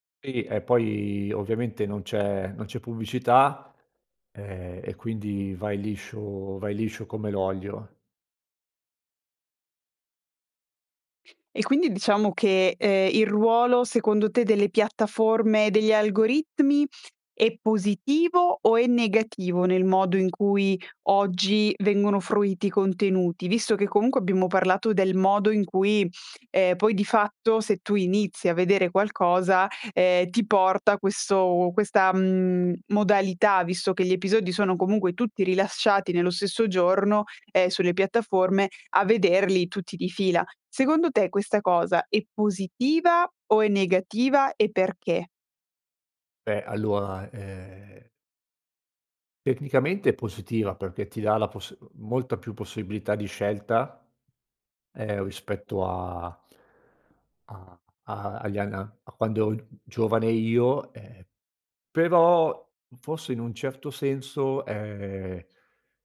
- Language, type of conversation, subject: Italian, podcast, In che modo la nostalgia influisce su ciò che guardiamo, secondo te?
- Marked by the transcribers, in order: other background noise